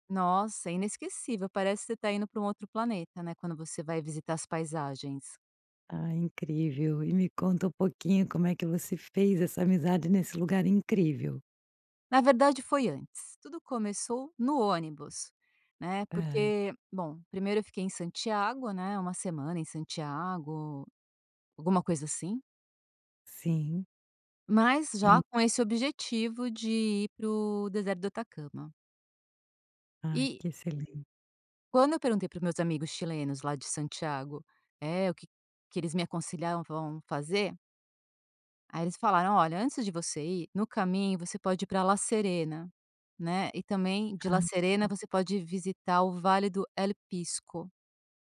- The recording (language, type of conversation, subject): Portuguese, podcast, Já fez alguma amizade que durou além da viagem?
- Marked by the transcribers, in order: none